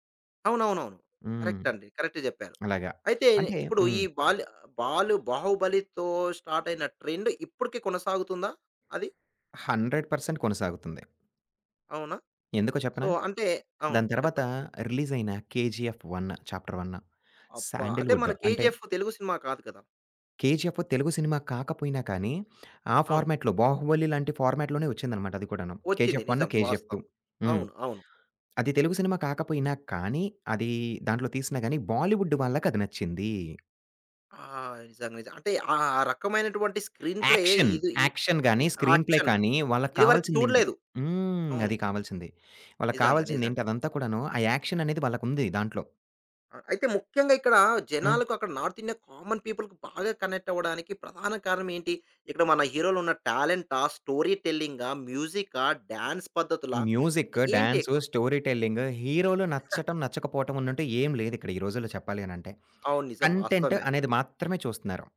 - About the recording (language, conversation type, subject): Telugu, podcast, బాలీవుడ్ మరియు టాలీవుడ్‌ల పాపులర్ కల్చర్‌లో ఉన్న ప్రధాన తేడాలు ఏమిటి?
- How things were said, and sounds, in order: in English: "కరెక్ట్"; tapping; in English: "కరెక్ట్"; in English: "ట్రెండ్"; in English: "హండ్రెడ్ పర్సెంట్"; in English: "సో"; in English: "చాప్టర్ 1, శాండల్‌వుడ్"; in English: "ఫార్మాట్‌లో"; in English: "ఫార్మాట్‌లోనే"; in English: "బాలీవుడ్"; in English: "యాక్షన్, యాక్షన్"; in English: "స్క్రీన్ ప్లే"; in English: "స్క్రీన్ ప్లే"; in English: "యాక్షన్"; in English: "నార్త్"; in English: "కామన్ పీపుల్‌కి"; in English: "స్టోరీ"; in English: "మ్యూజిక్"; in English: "డాన్స్"; in English: "స్టోరీ టెల్లింగ్"; chuckle; in English: "కంటెంట్"; other background noise